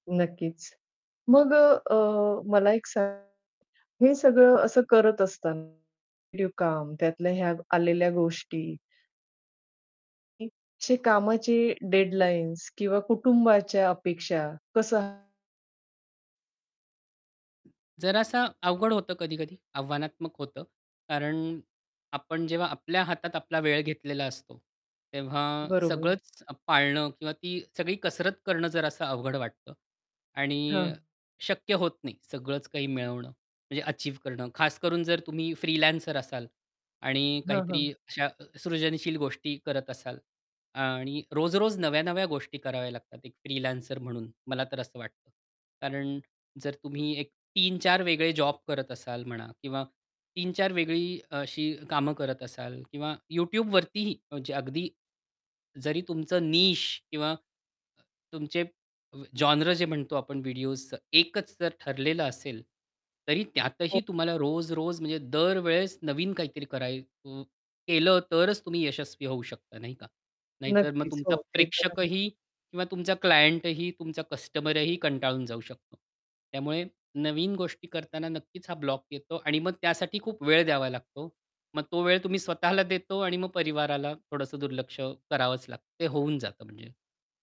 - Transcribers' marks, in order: distorted speech; unintelligible speech; unintelligible speech; other background noise; static; in English: "फ्रीलॅन्सर"; in English: "फ्रीलॅन्सर"; in English: "निश"; in English: "जोनरं"; other noise; in English: "क्लायंटही"
- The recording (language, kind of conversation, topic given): Marathi, podcast, सर्जनशीलतेचा अडथळा आला की तुम्ही काय करता?